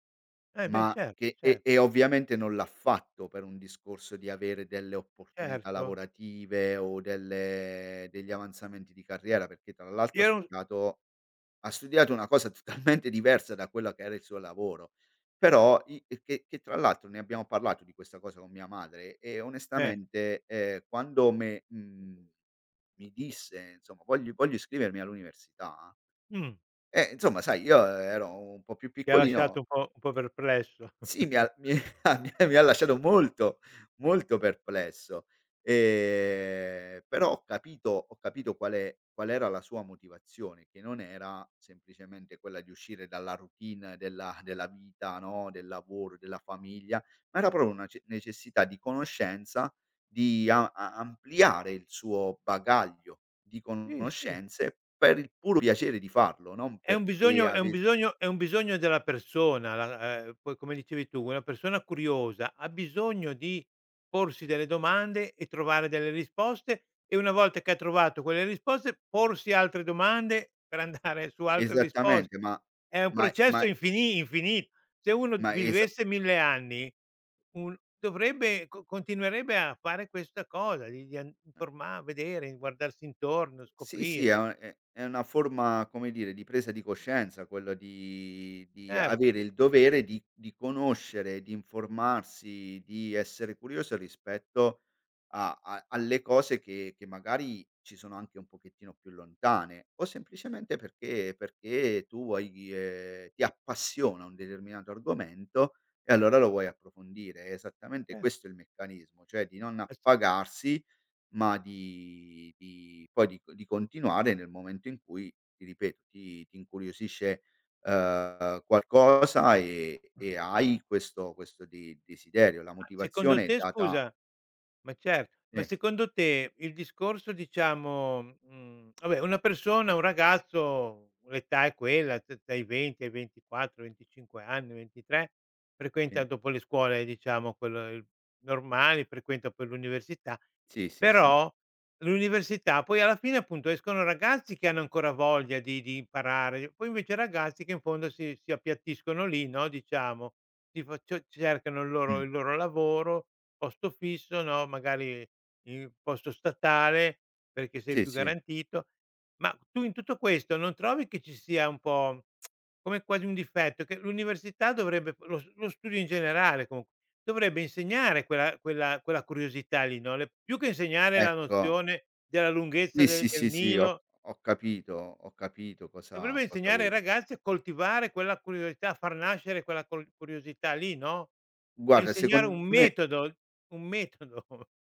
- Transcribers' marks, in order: laughing while speaking: "totalmente"; background speech; "insomma" said as "nzomma"; chuckle; laughing while speaking: "mi ha mi ha"; "proprio" said as "propo"; laughing while speaking: "andare"; other background noise; tapping; tsk; laughing while speaking: "metodo"
- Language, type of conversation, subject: Italian, podcast, Cosa ti motiva a continuare a studiare?